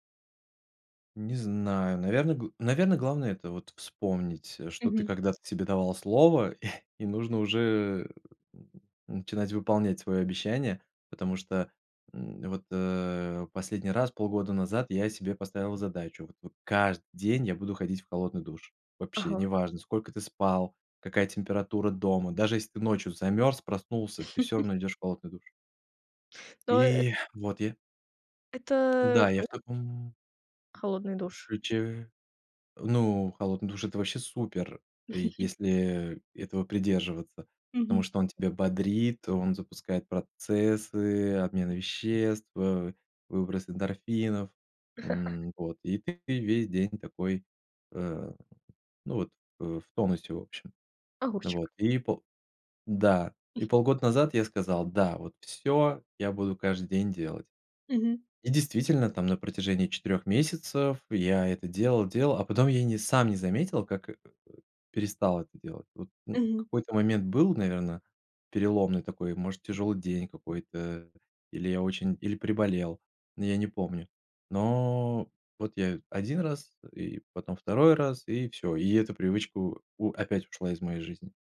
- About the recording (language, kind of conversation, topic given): Russian, podcast, Как ты начинаешь менять свои привычки?
- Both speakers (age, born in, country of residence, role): 20-24, Ukraine, Germany, host; 30-34, Russia, Spain, guest
- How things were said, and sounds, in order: chuckle; stressed: "каждый"; chuckle; exhale; tapping; unintelligible speech; laugh; other background noise; laugh; chuckle